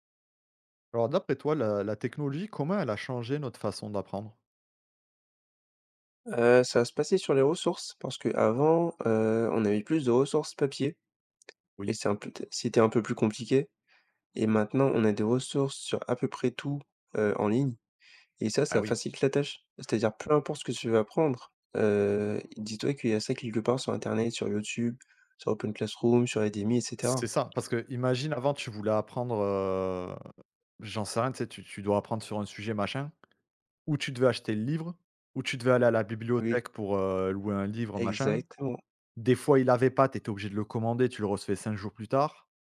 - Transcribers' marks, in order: none
- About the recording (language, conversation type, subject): French, unstructured, Comment la technologie change-t-elle notre façon d’apprendre aujourd’hui ?